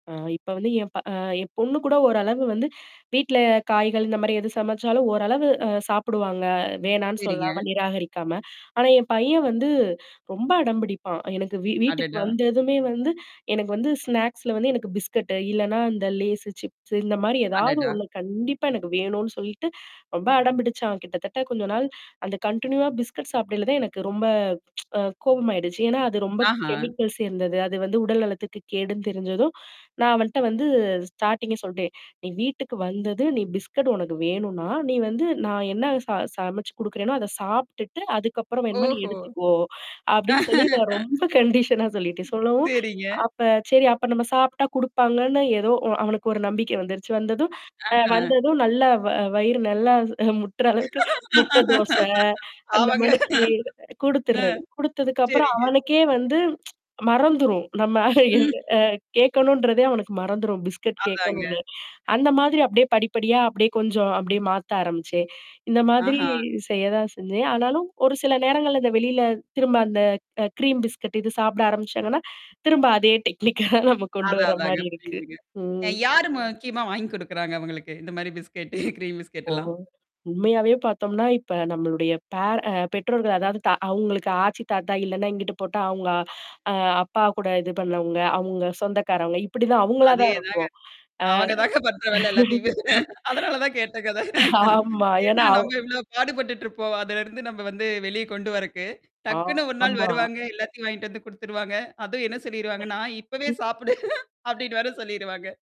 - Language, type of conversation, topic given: Tamil, podcast, குழந்தைகள் சாப்பிட சம்மதிக்கும்படி செய்ய உங்களுக்கு என்னென்ன எளிய வழிகள் தெரியும்?
- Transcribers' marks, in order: static; in English: "ஸ்நாக்ஸ்ல"; other noise; tapping; in English: "கன்டினியூவா"; tsk; other background noise; in English: "கெமிக்கல்ஸ்"; in English: "ஸ்டார்டிங்கே"; laugh; laughing while speaking: "சரிங்க"; in English: "கண்டிஷனா"; distorted speech; laugh; laughing while speaking: "ஆமாங்க. அ. சரிங்க"; laughing while speaking: "முட்டுற அளவுக்கு"; tsk; chuckle; mechanical hum; in English: "டெக்னிக்கா"; chuckle; laughing while speaking: "பிஸ்கெட்டு கிரீம் பிஸ்கெட்டெல்லாம்?"; laughing while speaking: "பண்ற வேல எல்லாத்தையுமே! அதனால தான் கேட்டேங்க அத"; laugh; laughing while speaking: "ஆமா. ஏன்னா அவ்"; laughing while speaking: "சாப்புடு. அப்பிடின்னு வேற சொல்லிருவாங்க"